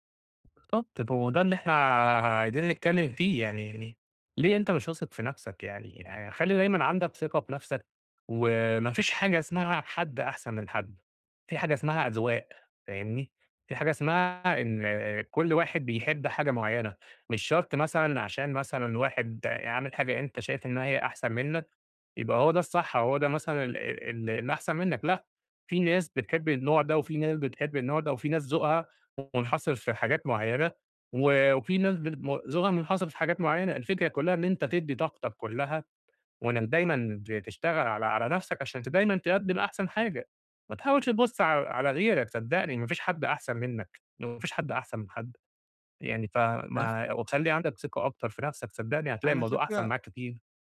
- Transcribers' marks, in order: unintelligible speech
- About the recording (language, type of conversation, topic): Arabic, advice, ليه بلاقي نفسي دايمًا بقارن نفسي بالناس وبحس إن ثقتي في نفسي ناقصة؟